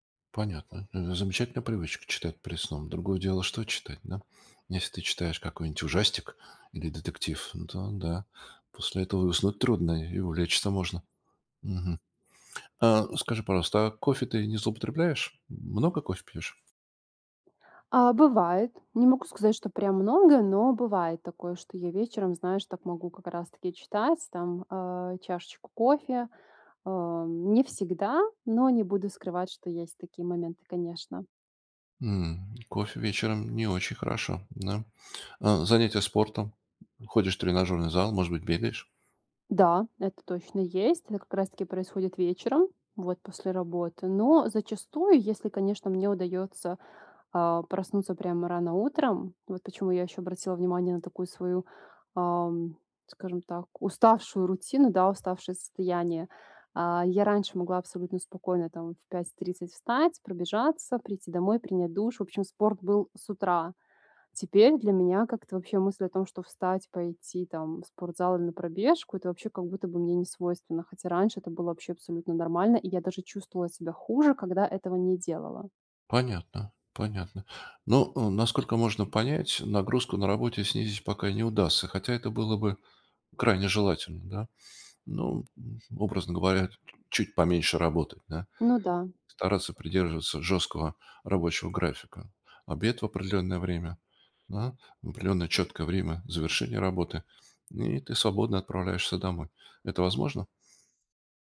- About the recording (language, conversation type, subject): Russian, advice, Как просыпаться каждый день с большей энергией даже после тяжёлого дня?
- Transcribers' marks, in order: other background noise; tapping; other noise